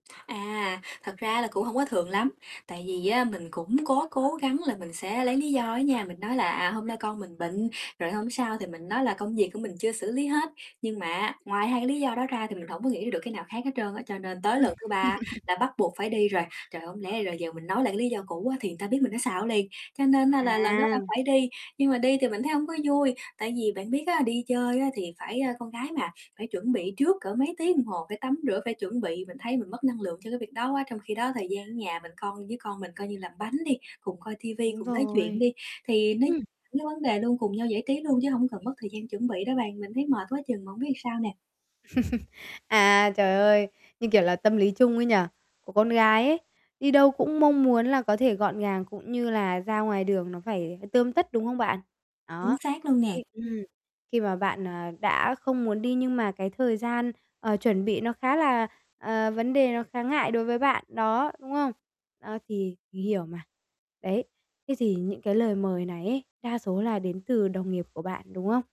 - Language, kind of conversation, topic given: Vietnamese, advice, Làm sao để từ chối lời mời đi chơi một cách lịch sự mà không thấy áy náy?
- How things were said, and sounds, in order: tapping; laugh; distorted speech; other background noise; "làm" said as "ừn"; laugh